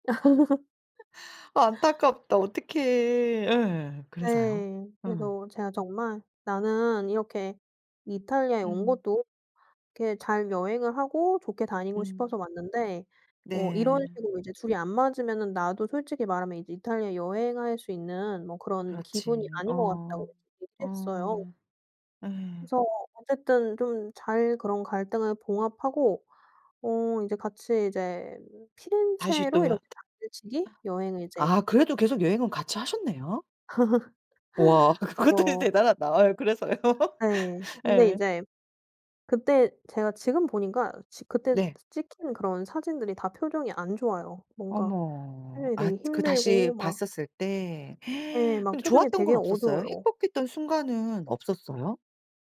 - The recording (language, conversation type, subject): Korean, podcast, 가장 기억에 남는 여행 이야기를 들려주실래요?
- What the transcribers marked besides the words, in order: laugh; tapping; other noise; laugh; laughing while speaking: "그것도 대단하다. 아 그래서요?"; other background noise; gasp